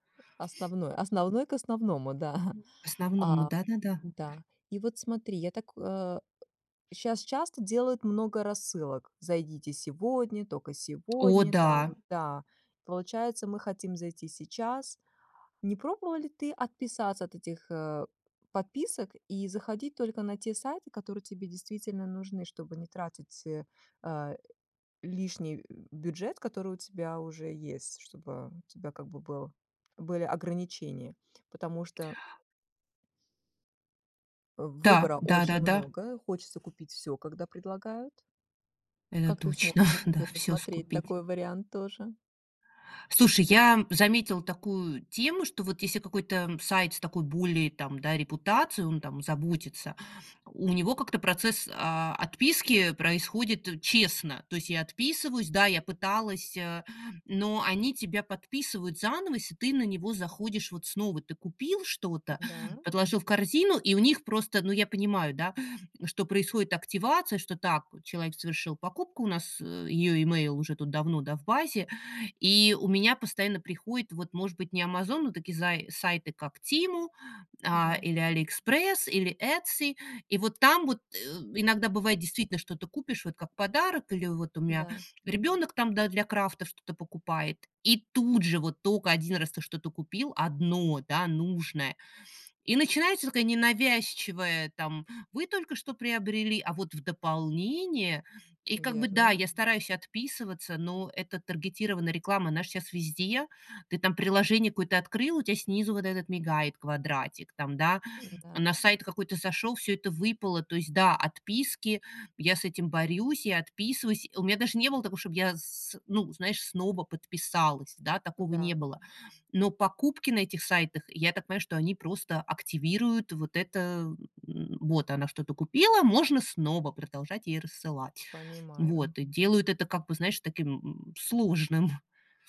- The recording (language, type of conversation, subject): Russian, advice, Почему я постоянно совершаю импульсивные покупки на распродажах?
- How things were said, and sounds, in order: chuckle; tsk; chuckle; tapping; grunt; laughing while speaking: "сложным"